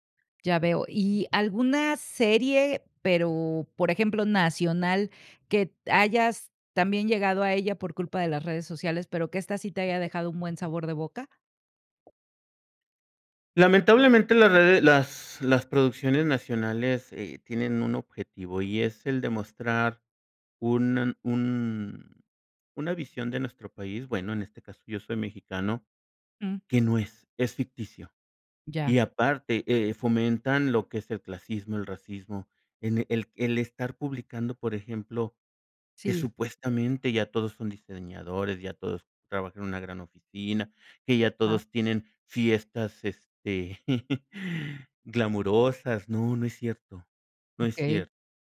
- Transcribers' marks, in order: tapping; chuckle
- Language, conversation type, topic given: Spanish, podcast, ¿Cómo influyen las redes sociales en la popularidad de una serie?
- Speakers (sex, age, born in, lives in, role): female, 50-54, Mexico, Mexico, host; male, 55-59, Mexico, Mexico, guest